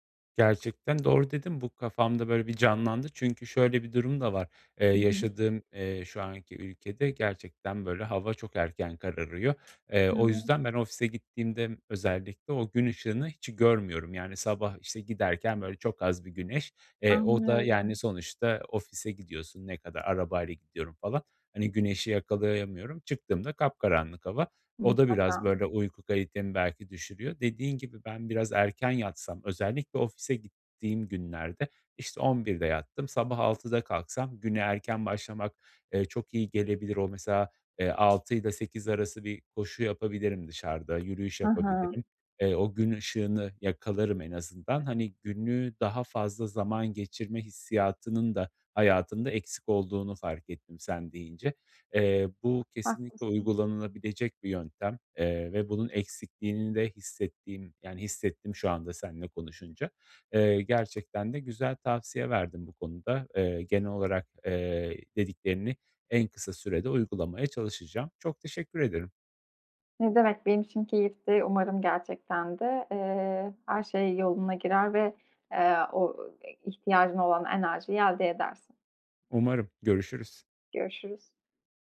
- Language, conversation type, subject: Turkish, advice, Sabah rutininizde yaptığınız hangi değişiklikler uyandıktan sonra daha enerjik olmanıza yardımcı olur?
- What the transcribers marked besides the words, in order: tapping; unintelligible speech; other background noise